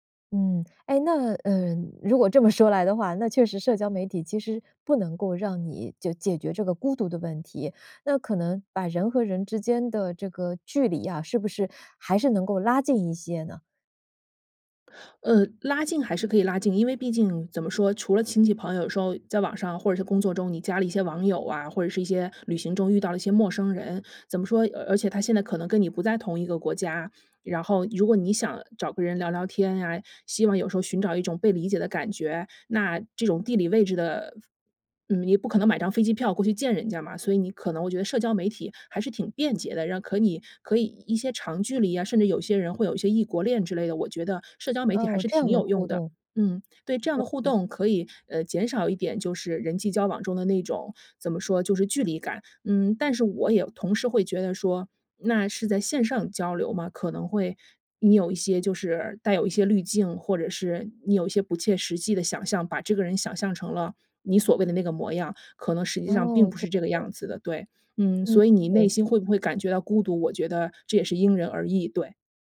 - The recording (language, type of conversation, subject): Chinese, podcast, 你觉得社交媒体让人更孤独还是更亲近？
- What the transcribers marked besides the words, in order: other background noise; other noise